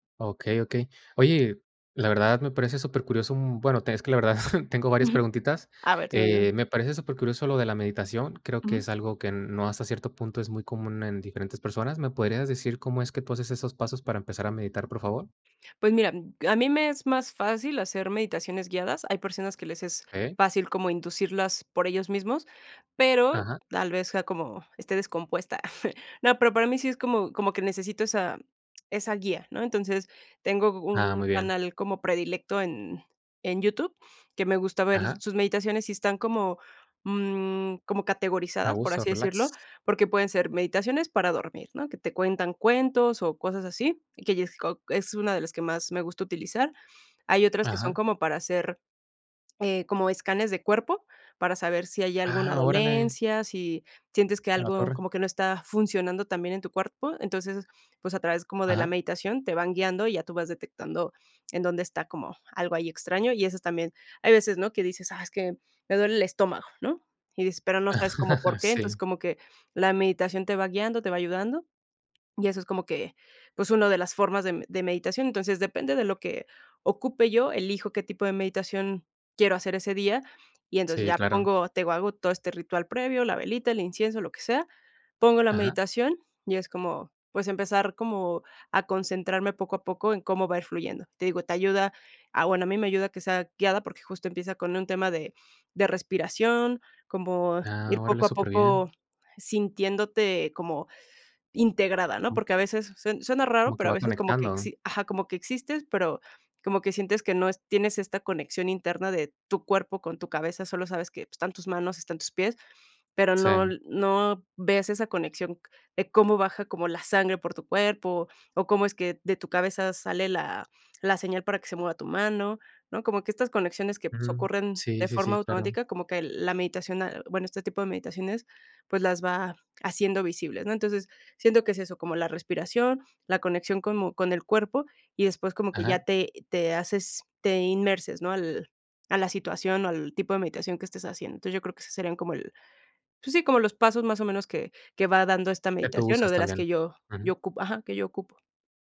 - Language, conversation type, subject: Spanish, podcast, ¿Tienes algún ritual para desconectar antes de dormir?
- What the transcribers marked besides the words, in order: chuckle; unintelligible speech; chuckle; unintelligible speech; "escáneres" said as "escanes"; chuckle; other noise; other background noise